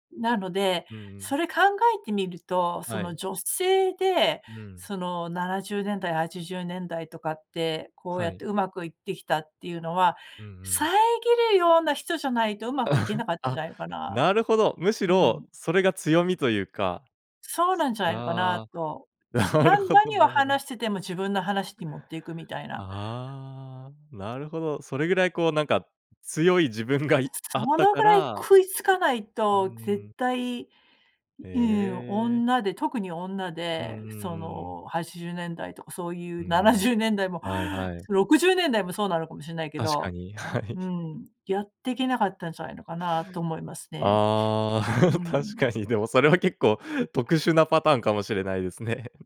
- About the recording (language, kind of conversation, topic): Japanese, podcast, 相手の話を遮らずに聞くコツはありますか？
- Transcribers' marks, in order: chuckle; laughing while speaking: "なるほど なるほど"; tapping; laughing while speaking: "はい"; chuckle; laughing while speaking: "確かに。でもそれは結構 … れないですね"